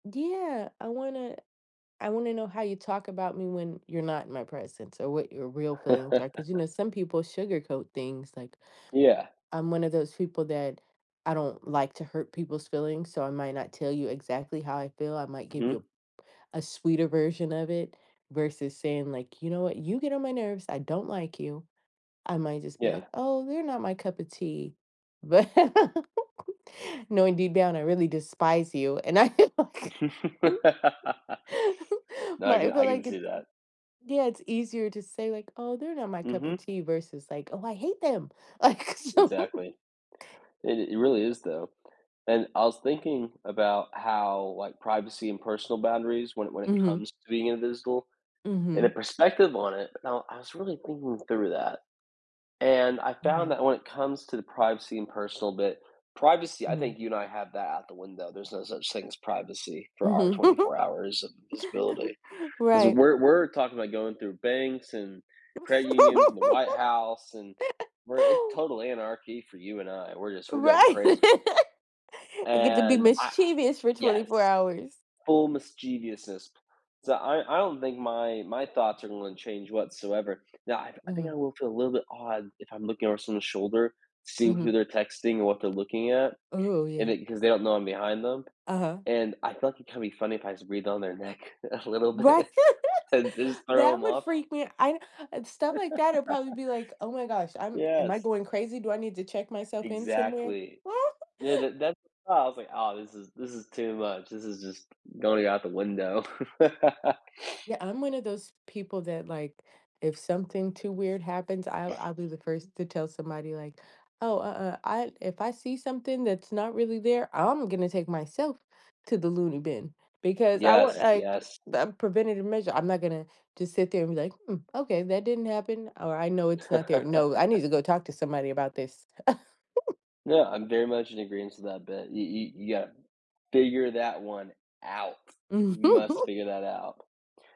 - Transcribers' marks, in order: laugh; laughing while speaking: "But"; laugh; laughing while speaking: "I like"; laugh; laughing while speaking: "Like, so"; tapping; laugh; other background noise; laugh; laugh; laugh; laughing while speaking: "bit"; laugh; chuckle; laugh; sniff; laugh; chuckle; chuckle
- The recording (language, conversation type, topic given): English, unstructured, How might having the power of invisibility for a day change the way you see yourself and others?